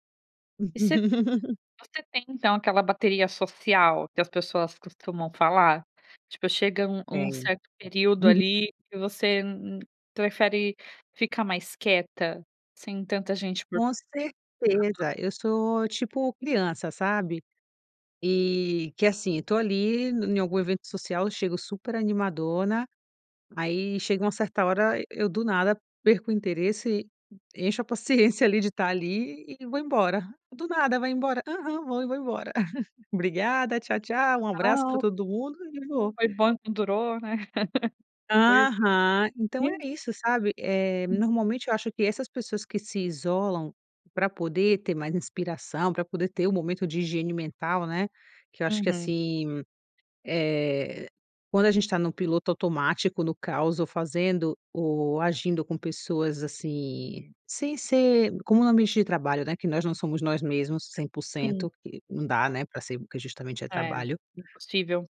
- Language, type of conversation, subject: Portuguese, podcast, O que te inspira mais: o isolamento ou a troca com outras pessoas?
- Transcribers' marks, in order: laugh; tapping; unintelligible speech; chuckle; laughing while speaking: "né"